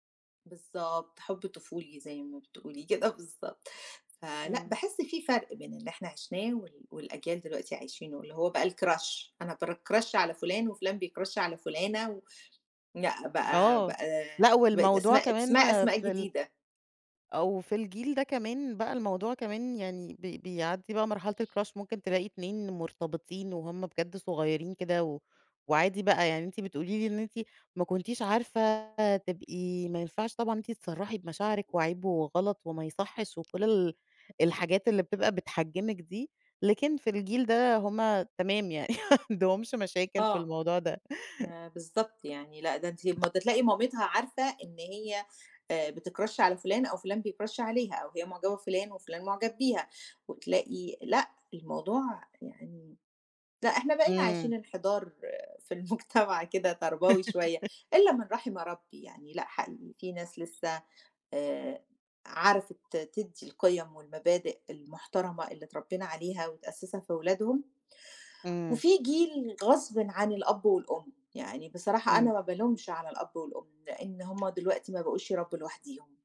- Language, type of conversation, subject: Arabic, podcast, فيه أغنية بتودّيك فورًا لذكرى معيّنة؟
- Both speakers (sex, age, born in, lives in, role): female, 35-39, Egypt, Egypt, host; female, 40-44, Egypt, Greece, guest
- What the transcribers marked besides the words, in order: laughing while speaking: "كده بالضبط"; in English: "الCrush"; in English: "بCrush"; in English: "بيCrush"; other background noise; in English: "الCrush"; tapping; laugh; in English: "بتCrush"; in English: "بيCrush"; laughing while speaking: "في المجتمع"; laugh